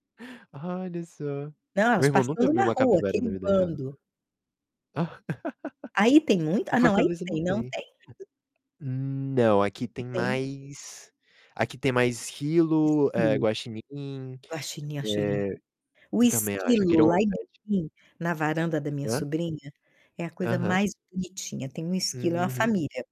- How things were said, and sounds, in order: static; laugh; distorted speech
- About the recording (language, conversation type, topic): Portuguese, unstructured, Qual é o lugar na natureza que mais te faz feliz?